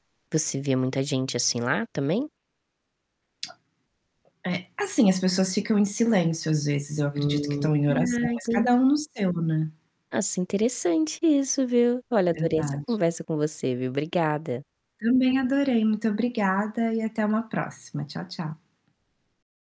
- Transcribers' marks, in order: static; tapping
- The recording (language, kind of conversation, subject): Portuguese, podcast, Você pode me contar sobre uma viagem que mudou a sua vida?